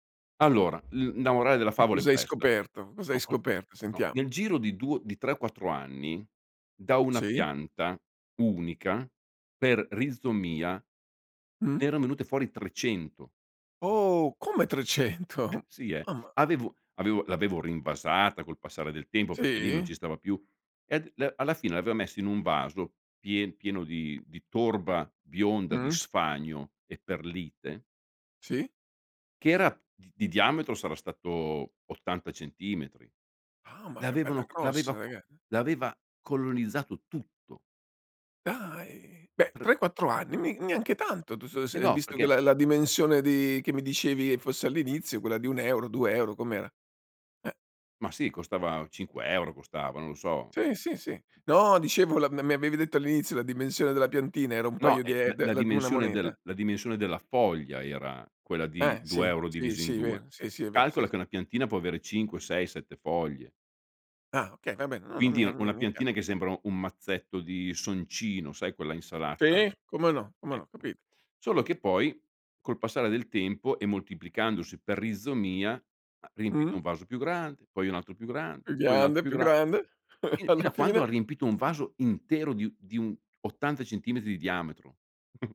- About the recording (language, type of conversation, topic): Italian, podcast, Com’è stato il tuo primo approccio al giardinaggio?
- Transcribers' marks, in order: chuckle; unintelligible speech; laugh; chuckle